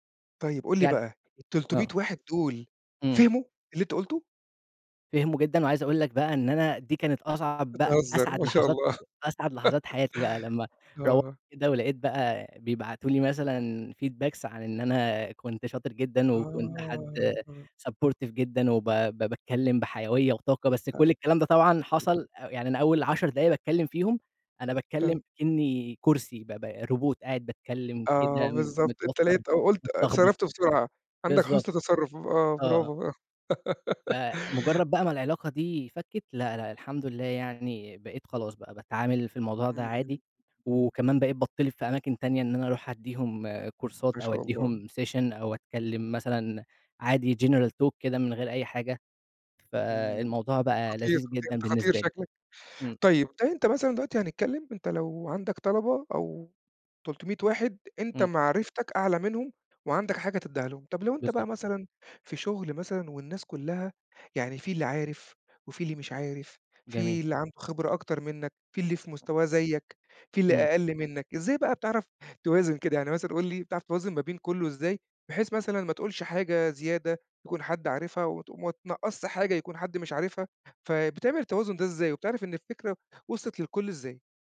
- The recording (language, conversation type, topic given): Arabic, podcast, إزاي تشرح فكرة معقّدة بشكل بسيط؟
- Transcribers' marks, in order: laugh; in English: "feedbacks"; in English: "supportive"; unintelligible speech; in English: "روبوت"; laugh; in English: "كورسات"; in English: "session"; in English: "general talk"; tapping